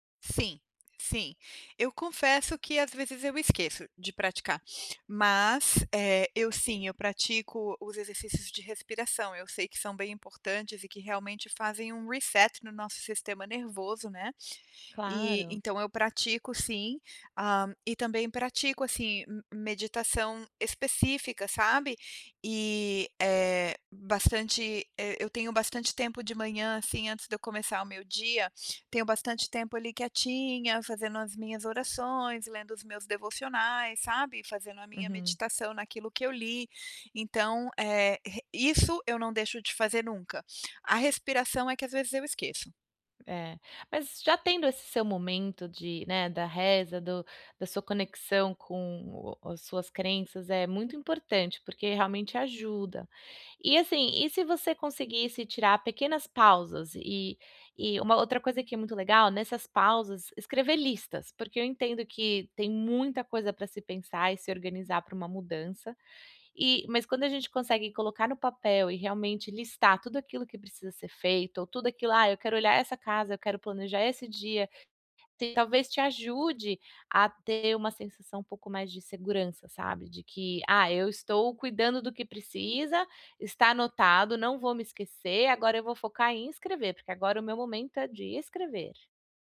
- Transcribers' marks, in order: in English: "resert"; tapping
- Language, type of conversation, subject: Portuguese, advice, Como posso me concentrar quando minha mente está muito agitada?
- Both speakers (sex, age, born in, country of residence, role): female, 35-39, Brazil, United States, advisor; female, 45-49, Brazil, United States, user